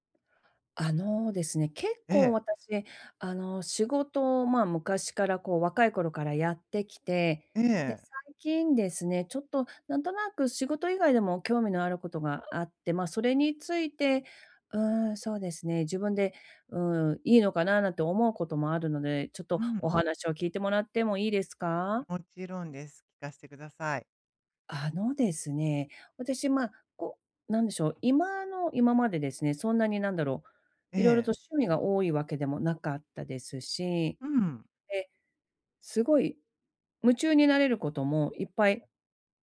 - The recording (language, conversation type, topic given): Japanese, advice, 仕事以外で自分の価値をどうやって見つけられますか？
- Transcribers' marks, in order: tapping